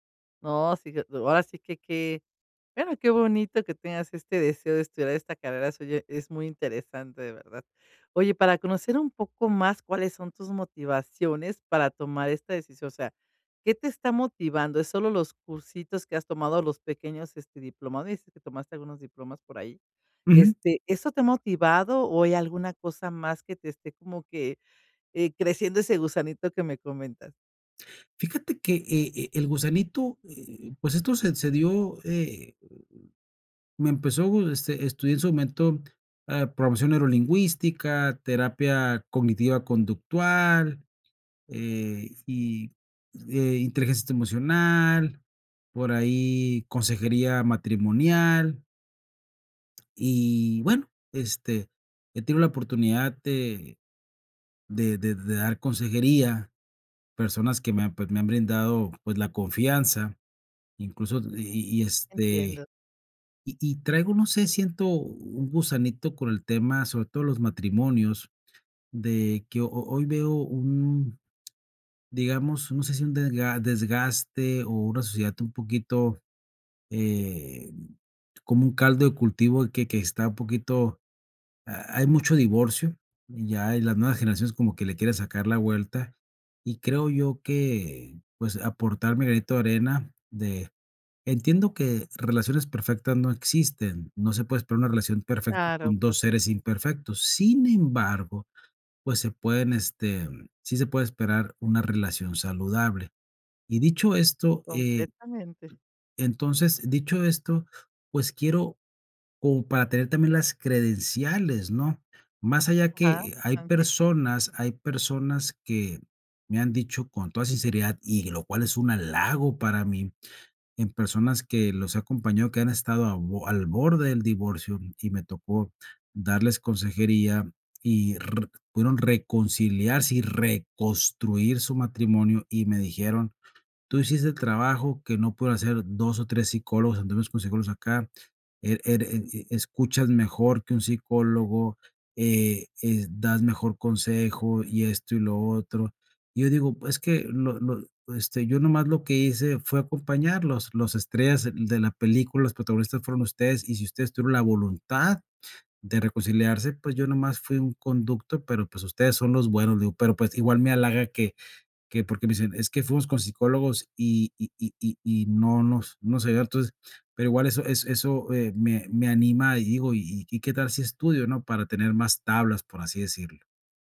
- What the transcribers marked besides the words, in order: other background noise; tapping; unintelligible speech
- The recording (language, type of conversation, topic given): Spanish, advice, ¿Cómo puedo decidir si volver a estudiar o iniciar una segunda carrera como adulto?